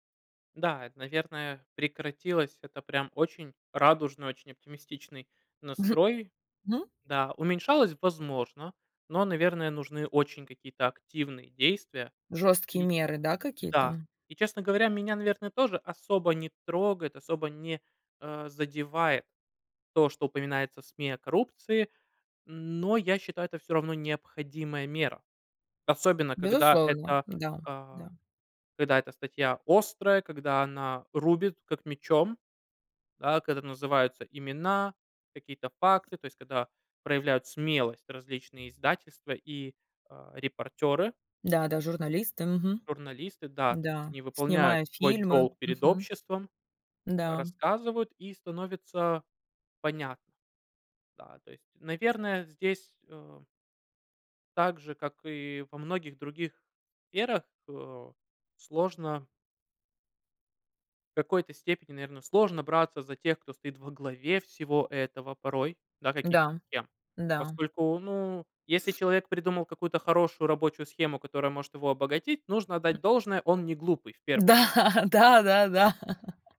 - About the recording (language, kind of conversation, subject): Russian, unstructured, Как вы думаете, почему коррупция так часто обсуждается в СМИ?
- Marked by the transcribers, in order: other background noise; other noise; laughing while speaking: "Да"; laugh